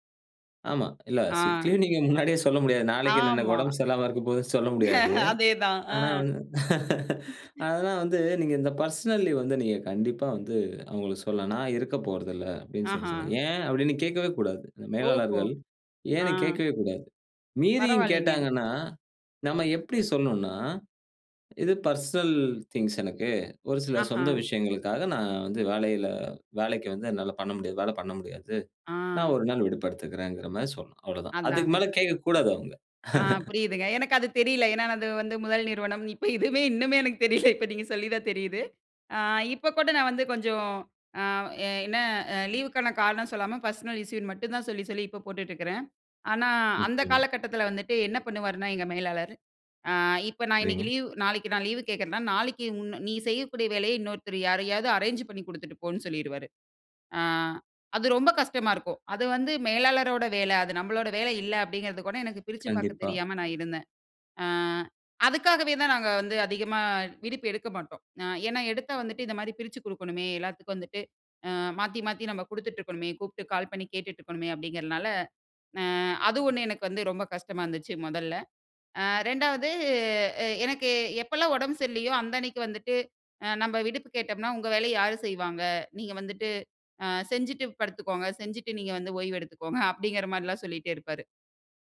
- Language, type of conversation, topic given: Tamil, podcast, ‘இல்லை’ சொல்ல சிரமமா? அதை எப்படி கற்றுக் கொண்டாய்?
- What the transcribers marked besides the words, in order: in English: "சிக் லீவ்"; laughing while speaking: "முன்னாடியே"; laugh; laugh; in English: "பெர்சனல் லீவ்"; in English: "பெர்சனல் திங்க்ஸ்"; chuckle; laughing while speaking: "இப்ப இதுமே இன்னுமே எனக்கு தெரியல"; in English: "பர்சனல் இஷ்யூ"; other background noise; drawn out: "ரெண்டாவது"